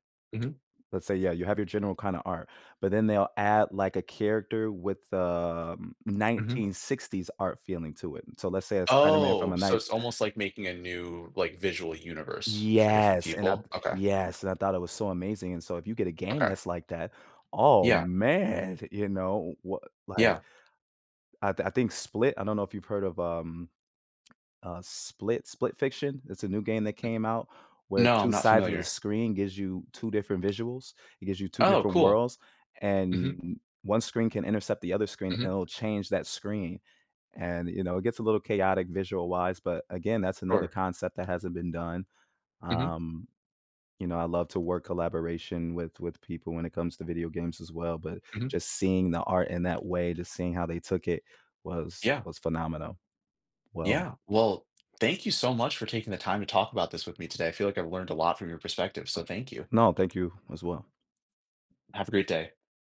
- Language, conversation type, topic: English, unstructured, What qualities make a fictional character stand out and connect with audiences?
- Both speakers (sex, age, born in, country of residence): male, 25-29, Canada, United States; male, 30-34, United States, United States
- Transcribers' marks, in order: other background noise; drawn out: "Yes"; tapping